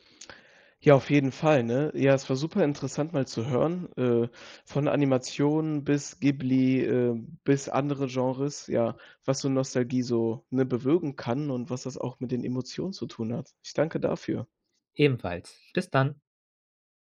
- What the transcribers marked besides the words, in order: none
- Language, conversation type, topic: German, podcast, Welche Filme schaust du dir heute noch aus nostalgischen Gründen an?